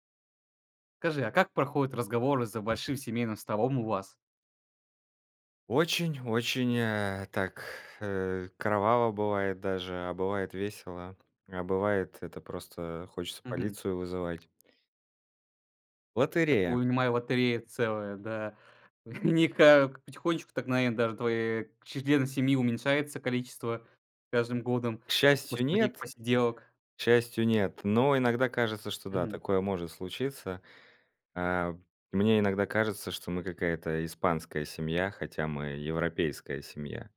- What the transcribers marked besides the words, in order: laughing while speaking: "Они"
- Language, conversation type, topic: Russian, podcast, Как обычно проходят разговоры за большим семейным столом у вас?